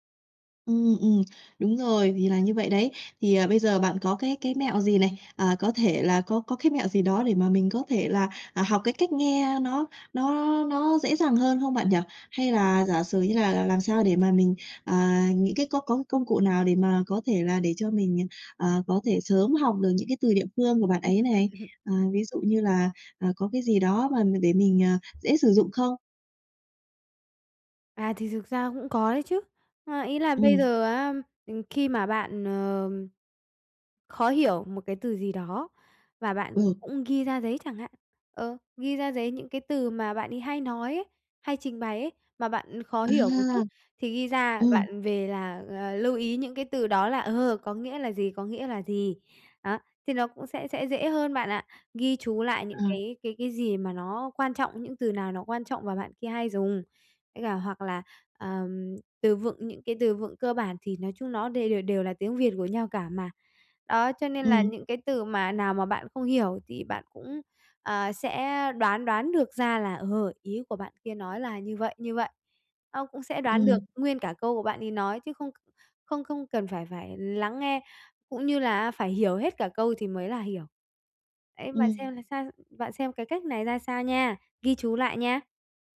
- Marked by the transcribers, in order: other background noise; laugh; tapping
- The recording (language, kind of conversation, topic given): Vietnamese, advice, Bạn gặp những khó khăn gì khi giao tiếp hằng ngày do rào cản ngôn ngữ?